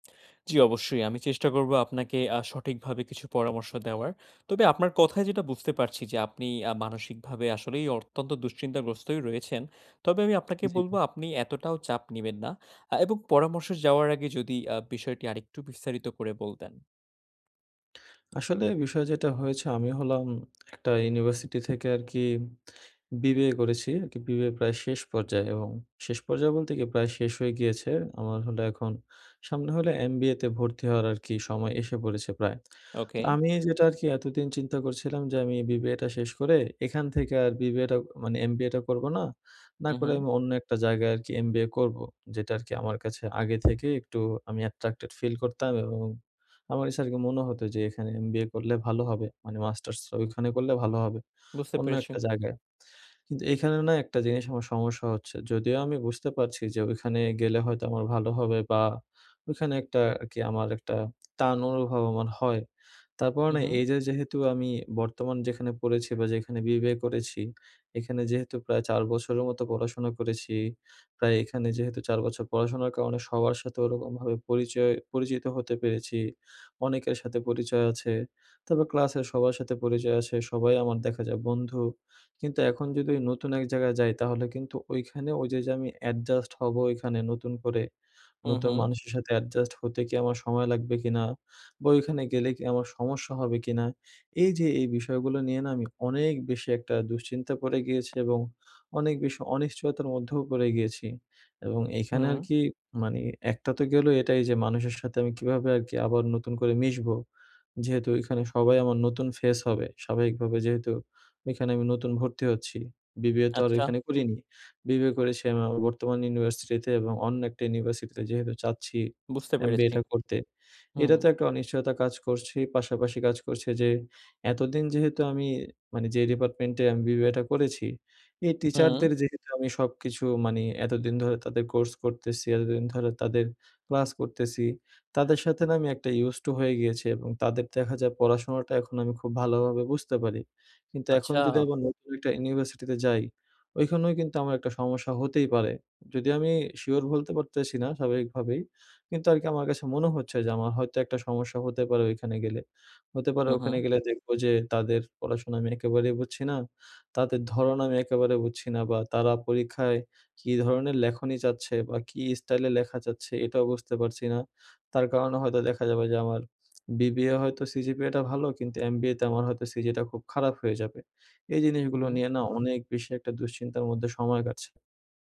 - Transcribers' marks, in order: "অত্যন্ত" said as "অর্তান্ত"; other background noise; tapping; in English: "attracted feel"; "আমার" said as "আমা"; in English: "used to"
- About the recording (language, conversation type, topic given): Bengali, advice, নতুন স্থানে যাওয়ার আগে আমি কীভাবে আবেগ সামলাব?